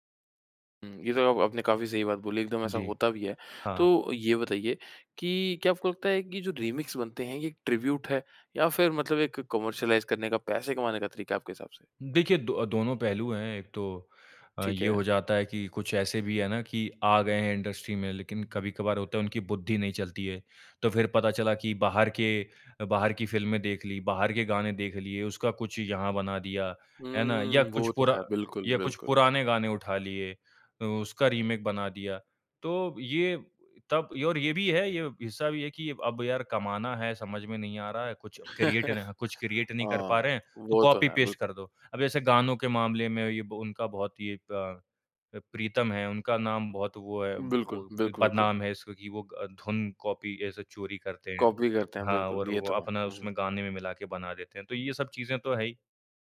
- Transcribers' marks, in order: in English: "रीमिक्स"; in English: "ट्रिब्यूट"; in English: "कमर्शियलाइज़"; in English: "रीमेक"; in English: "क्रिएट"; chuckle; in English: "क्रिएट"; in English: "कॉपी पेस्ट"; in English: "कॉपी"; in English: "कॉपी"
- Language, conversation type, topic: Hindi, podcast, रीमेक्स और रीबूट्स के बढ़ते चलन पर आपकी क्या राय है?